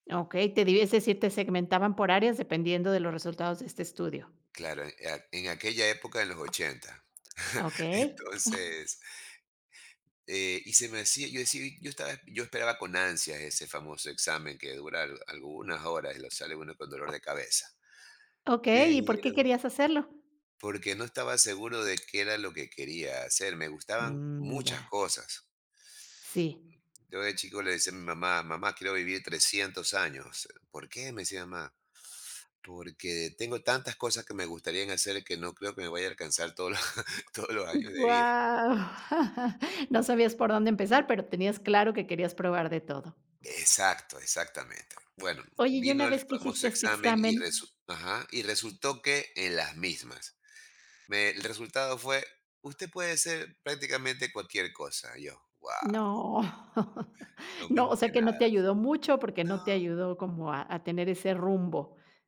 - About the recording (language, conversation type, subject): Spanish, podcast, ¿Cómo decides a qué quieres dedicarte en la vida?
- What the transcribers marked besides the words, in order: chuckle; laughing while speaking: "todos los"; laughing while speaking: "Guau"; tapping; laughing while speaking: "No"